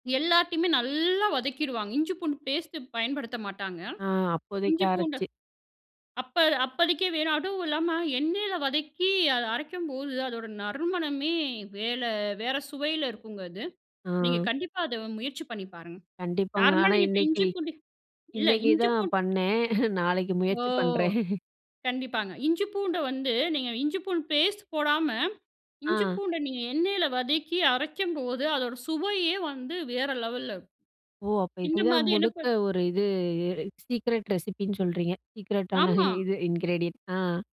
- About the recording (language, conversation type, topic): Tamil, podcast, அம்மா சமைத்ததை நினைவுபடுத்தும் ஒரு உணவைப் பற்றி சொல்ல முடியுமா?
- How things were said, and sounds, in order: in English: "நார்மலா"; chuckle; "பண்ணணும்" said as "பண்"; in English: "சீக்ரெட் ரெசிபின்னு"; in English: "சீக்ரெட்டான"; in English: "இன்கிரீடியன்ட்"